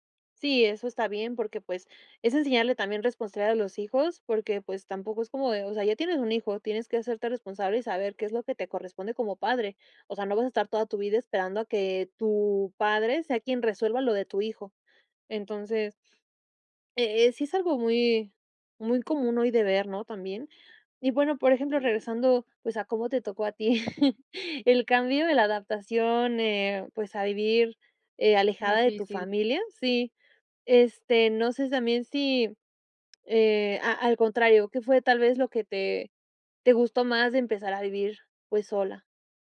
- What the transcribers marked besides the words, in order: chuckle
- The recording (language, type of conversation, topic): Spanish, podcast, ¿A qué cosas te costó más acostumbrarte cuando vivías fuera de casa?